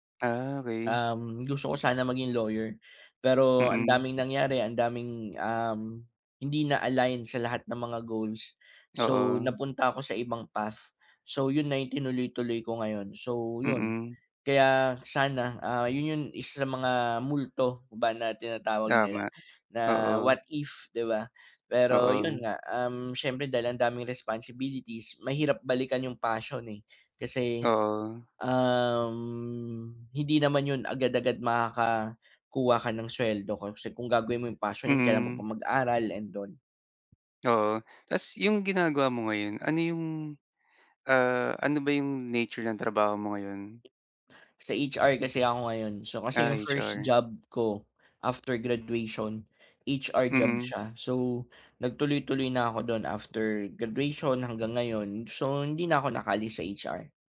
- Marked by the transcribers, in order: other background noise
- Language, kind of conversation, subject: Filipino, advice, Paano ko malalampasan ang takot na mabigo nang hindi ko nawawala ang tiwala at pagpapahalaga sa sarili?